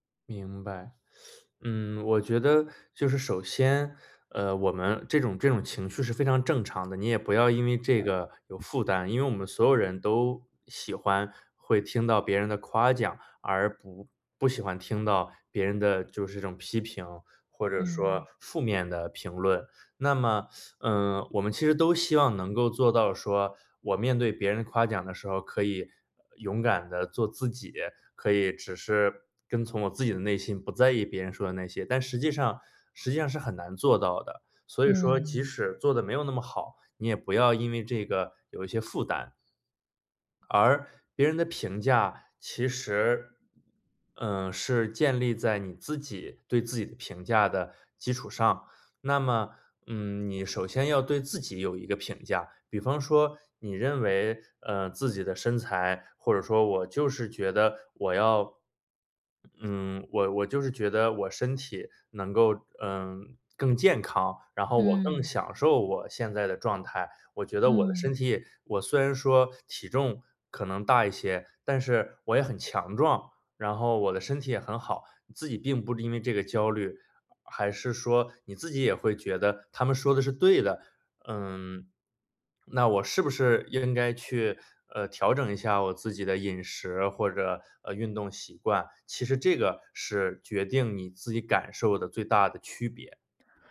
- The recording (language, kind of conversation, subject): Chinese, advice, 我总是过度在意别人的眼光和认可，该怎么才能放下？
- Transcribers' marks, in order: teeth sucking; other background noise